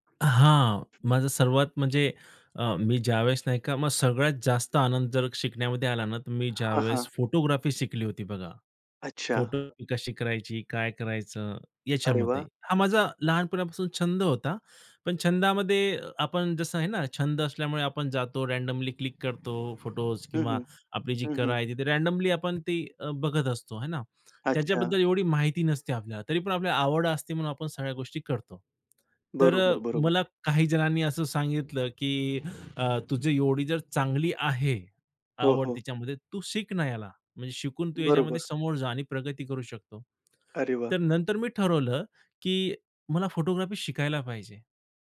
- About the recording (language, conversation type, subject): Marathi, podcast, तुम्हाला शिकण्याचा आनंद कधी आणि कसा सुरू झाला?
- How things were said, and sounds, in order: other background noise; tapping; in English: "रँडमली"; in English: "रँडमली"